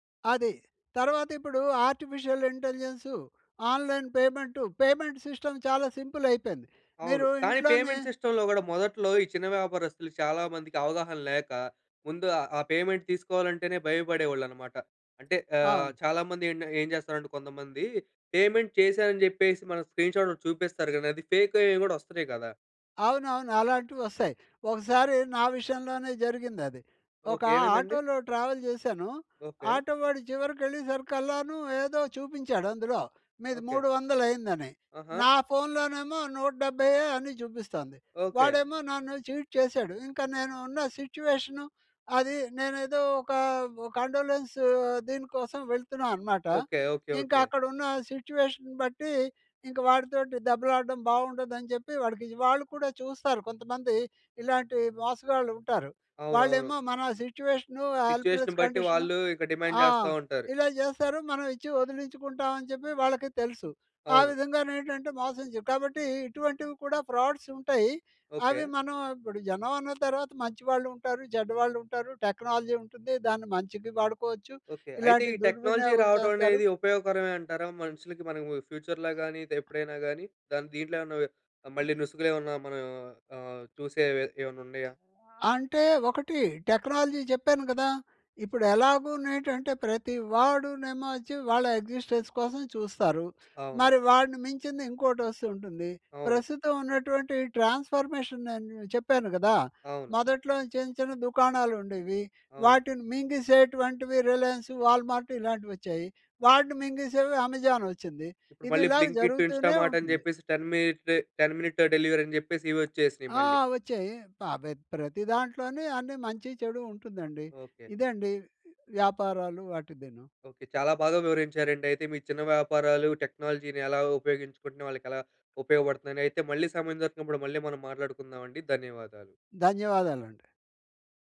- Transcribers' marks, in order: in English: "ఆర్టిఫీషియల్"; in English: "ఆన్లైన్"; in English: "పేమెంట్ సిస్టమ్"; in English: "పేమెంట్ సిస్టమ్‌లో"; in English: "పేమెంట్"; in English: "పేమెంట్"; in English: "ట్రావెల్"; in English: "చీట్"; sniff; in English: "సిట్యుయేషన్"; in English: "హెల్ప్‌లెస్"; in English: "సిట్యుయేషన్"; in English: "డిమాండ్"; in English: "ఫ్రాడ్స్"; in English: "టెక్నాలజీ"; in English: "టెక్నాలజీ"; in English: "ఫ్యూచర్‌లో"; other noise; in English: "టెక్నాలజీ"; in English: "ఎగ్జిస్టెన్స్"; in English: "ట్రాన్స్ఫర్మేషన్"; in English: "టెన్"; in English: "టెన్ మినిట్ టూ డెలివరీ"; in English: "టెక్నాలజీ‌ని"
- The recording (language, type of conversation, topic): Telugu, podcast, టెక్నాలజీ చిన్న వ్యాపారాలను ఎలా మార్చుతోంది?